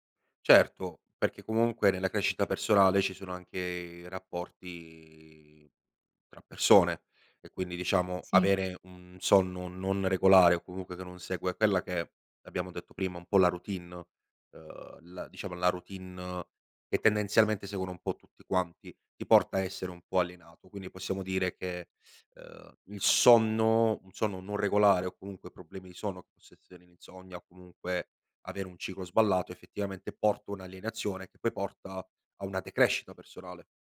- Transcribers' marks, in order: none
- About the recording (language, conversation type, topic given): Italian, podcast, Che ruolo ha il sonno nella tua crescita personale?
- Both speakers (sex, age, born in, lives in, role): female, 20-24, Italy, Italy, guest; male, 25-29, Italy, Italy, host